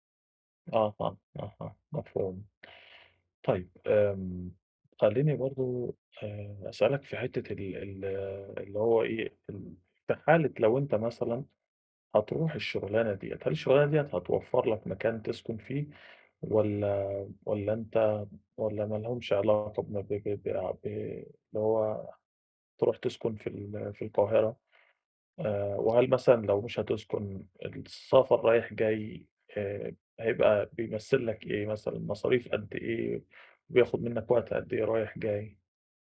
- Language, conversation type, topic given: Arabic, advice, ازاي أوازن بين طموحي ومسؤولياتي دلوقتي عشان ما أندمش بعدين؟
- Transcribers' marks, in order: tapping